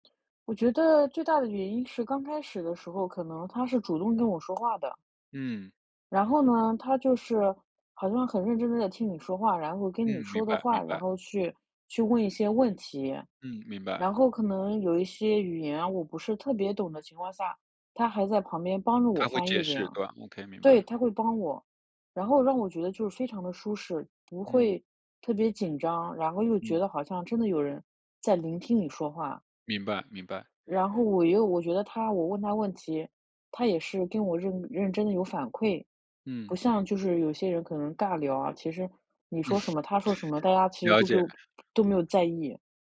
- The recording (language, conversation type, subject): Chinese, advice, 在派对上我总觉得很尴尬该怎么办？
- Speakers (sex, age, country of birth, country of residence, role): female, 35-39, China, France, user; male, 35-39, China, Canada, advisor
- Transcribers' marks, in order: laugh